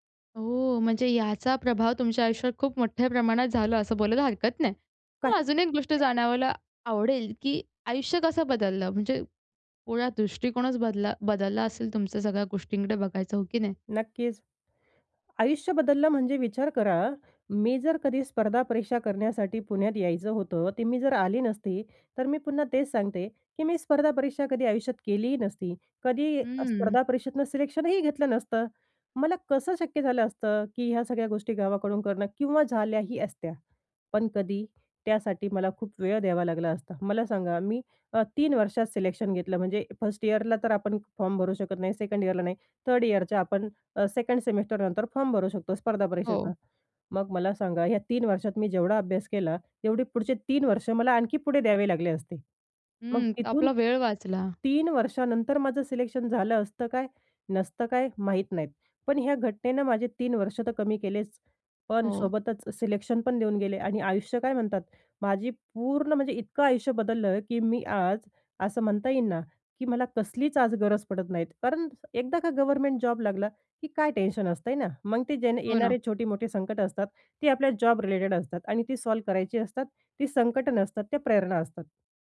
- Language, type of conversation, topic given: Marathi, podcast, कधी एखाद्या छोट्या मदतीमुळे पुढे मोठा फरक पडला आहे का?
- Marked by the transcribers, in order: other background noise; other noise; tapping; in English: "सॉल्व्ह"